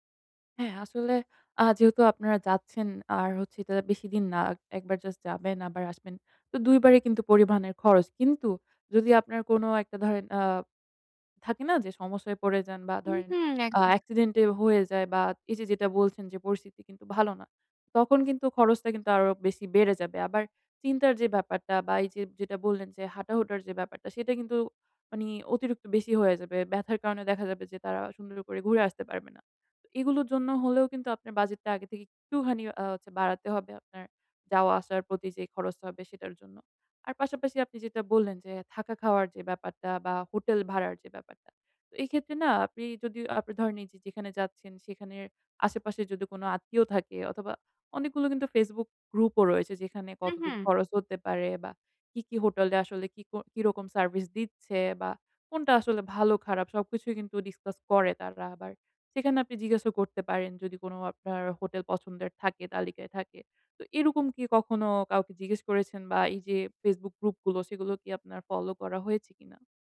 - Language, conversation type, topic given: Bengali, advice, ভ্রমণের জন্য কীভাবে বাস্তবসম্মত বাজেট পরিকল্পনা করে সাশ্রয় করতে পারি?
- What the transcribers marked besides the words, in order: tapping; "পরিবহনের" said as "পরিবাহনের"